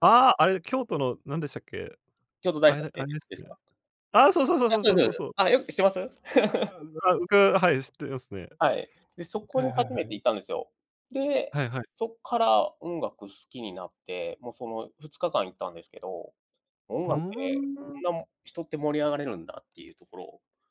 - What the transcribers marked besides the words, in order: chuckle
- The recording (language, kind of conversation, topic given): Japanese, podcast, 最近よく聴いている音楽は何ですか？